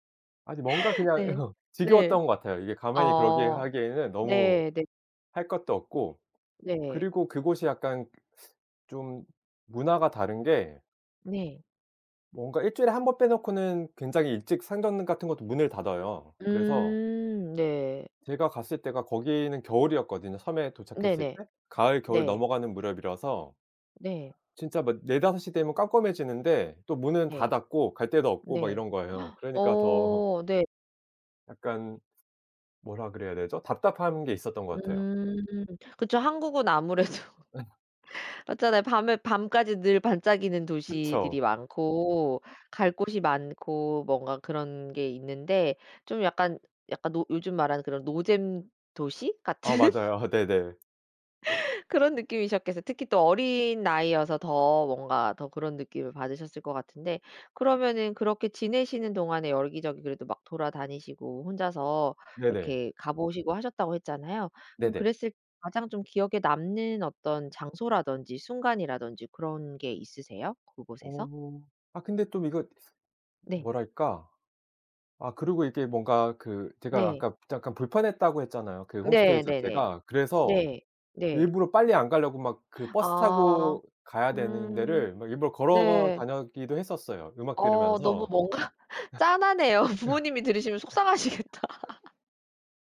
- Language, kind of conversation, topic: Korean, podcast, 첫 혼자 여행은 어땠어요?
- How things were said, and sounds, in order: laugh; other background noise; gasp; laughing while speaking: "더"; laughing while speaking: "아무래도"; laugh; laughing while speaking: "같은"; gasp; laughing while speaking: "뭔가 짠하네요"; laughing while speaking: "속상하시겠다"; laugh